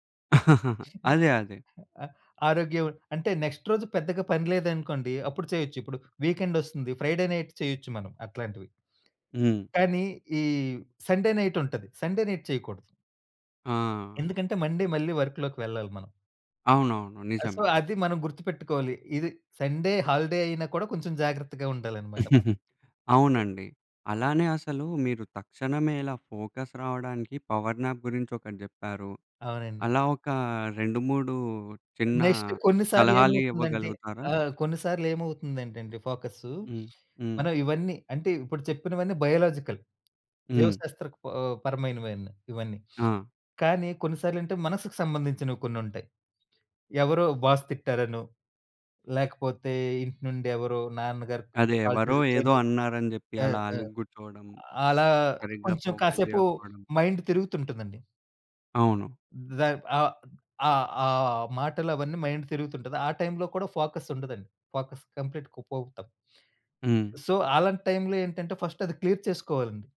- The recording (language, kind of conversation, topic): Telugu, podcast, ఫోకస్ పోయినప్పుడు దానిని మళ్లీ ఎలా తెచ్చుకుంటారు?
- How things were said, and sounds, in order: chuckle; in English: "నెక్స్ట్"; in English: "వీకెండ్"; in English: "ఫ్రైడే నైట్"; other background noise; in English: "సండే నైట్"; in English: "సండే నైట్"; in English: "మండే"; in English: "వర్క్‌లోకి"; in English: "సో"; in English: "సండే హాలిడే"; chuckle; unintelligible speech; in English: "ఫోకస్"; in English: "పవర్ నాప్"; in English: "నెక్స్ట్"; in English: "బయోలాజికల్"; in English: "బాస్"; in English: "కాల్"; in English: "ఫోకస్"; in English: "మైండ్"; in English: "మైండ్"; in English: "ఫోకస్"; in English: "ఫోకస్ కంప్లీట్‌గా"; in English: "సో"; in English: "ఫస్ట్"; in English: "క్లియర్"